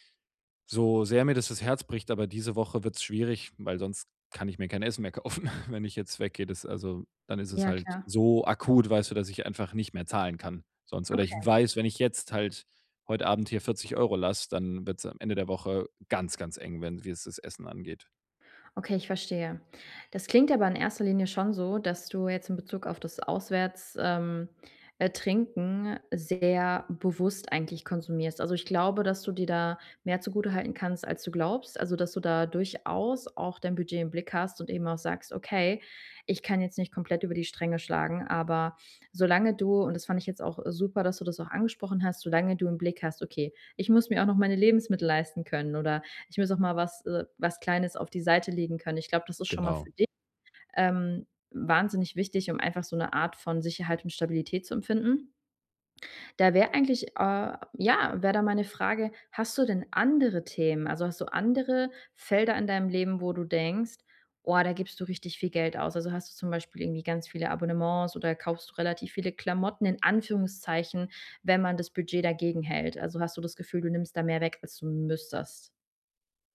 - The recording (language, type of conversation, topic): German, advice, Wie kann ich im Alltag bewusster und nachhaltiger konsumieren?
- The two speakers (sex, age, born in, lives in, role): female, 30-34, Germany, Germany, advisor; male, 25-29, Germany, Germany, user
- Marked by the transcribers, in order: chuckle; stressed: "so"